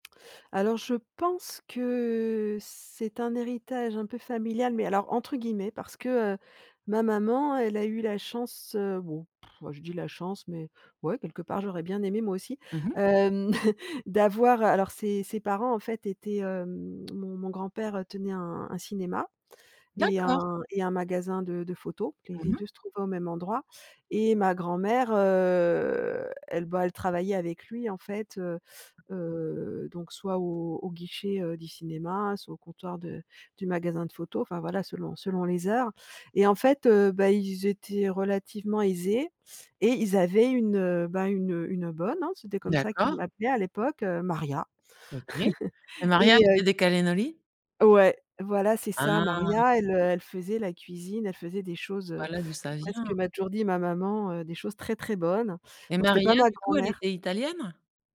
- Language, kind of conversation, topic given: French, podcast, Quel plat te rappelle le plus ton enfance ?
- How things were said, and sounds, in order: lip trill; chuckle; drawn out: "heu"; other background noise; laugh